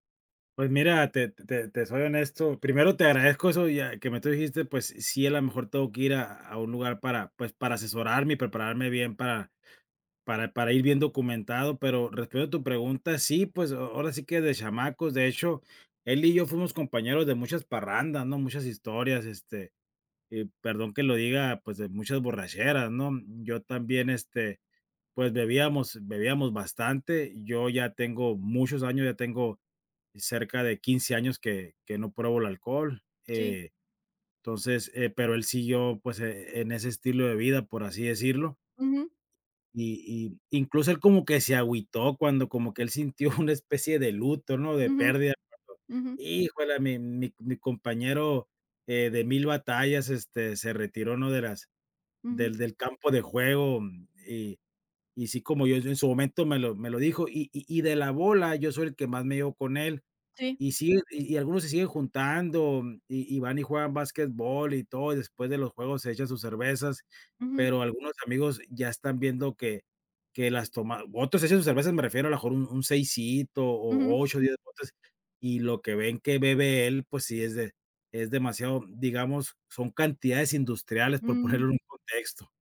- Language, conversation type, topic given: Spanish, advice, ¿Cómo puedo hablar con un amigo sobre su comportamiento dañino?
- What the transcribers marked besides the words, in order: tapping; laughing while speaking: "sintió"; unintelligible speech